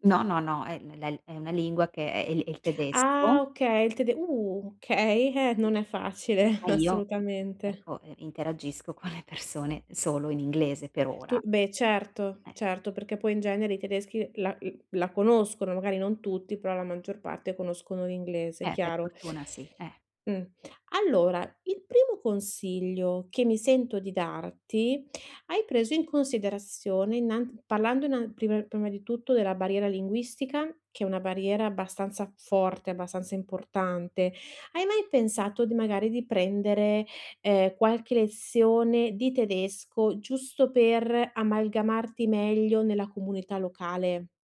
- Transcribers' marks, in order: "okay" said as "kay"; laughing while speaking: "facile"; laughing while speaking: "con le persone"; "lezione" said as "lessione"
- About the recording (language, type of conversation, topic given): Italian, advice, Come posso creare connessioni significative partecipando ad attività locali nella mia nuova città?
- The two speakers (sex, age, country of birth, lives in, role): female, 30-34, Italy, Italy, advisor; female, 35-39, Italy, Italy, user